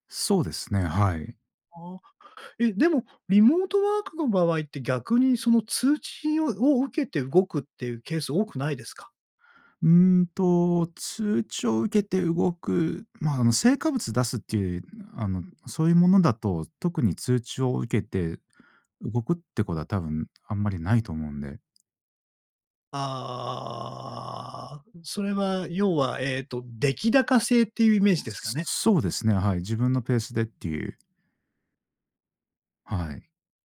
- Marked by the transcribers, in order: drawn out: "ああ"
- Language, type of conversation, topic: Japanese, podcast, 通知はすべてオンにしますか、それともオフにしますか？通知設定の基準はどう決めていますか？